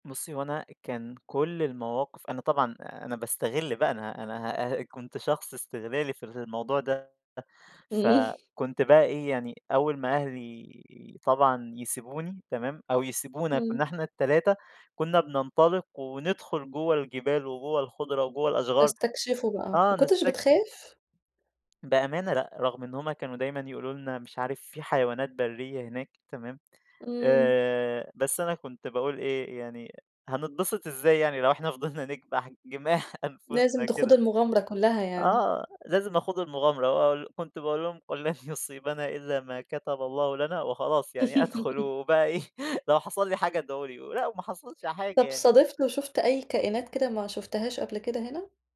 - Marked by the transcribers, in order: chuckle; chuckle; laughing while speaking: "نكبَح جماح أنفُسنا كده؟"; chuckle; giggle; chuckle
- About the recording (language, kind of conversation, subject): Arabic, podcast, ليه بتحس إن السفر مهم عشان ترتاح نفسيًا؟